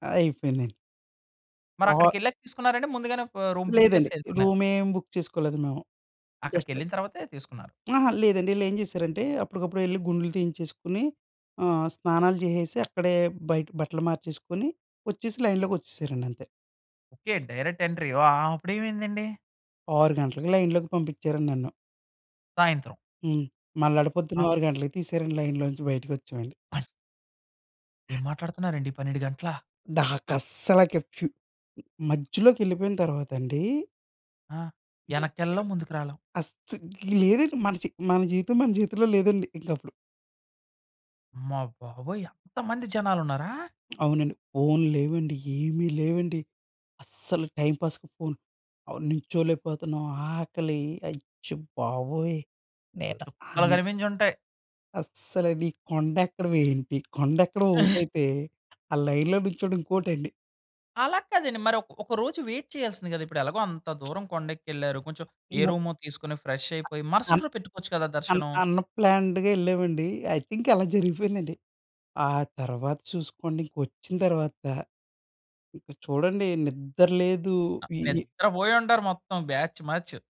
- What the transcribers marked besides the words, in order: other background noise; other noise; in English: "రూమ్ బుక్"; in English: "రూమ్"; in English: "బుక్"; in English: "జస్ట్"; in English: "లైన్‌లోకి"; in English: "డైరెక్ట్ ఎంట్రీ"; in English: "లైన్‌లోకి"; in English: "లైన్‌లో"; surprised: "ఏం మాట్లాడుతున్నారండి. పన్నెండు గంటలా?"; surprised: "అమ్మ బాబోయ్! అంత మంది జనాలు ఉన్నారా?"; tapping; in English: "టైంపాస్‌కి"; in English: "లైన్‌లో"; in English: "వైట్"; in English: "ఫ్రెష్"; in English: "అన్‌ప్లాన్‌డ్‌గా"; in English: "ఐ థింక్"; in English: "బ్యాచ్ మ్యాచ్"
- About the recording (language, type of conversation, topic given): Telugu, podcast, దగ్గర్లోని కొండ ఎక్కిన అనుభవాన్ని మీరు ఎలా వివరించగలరు?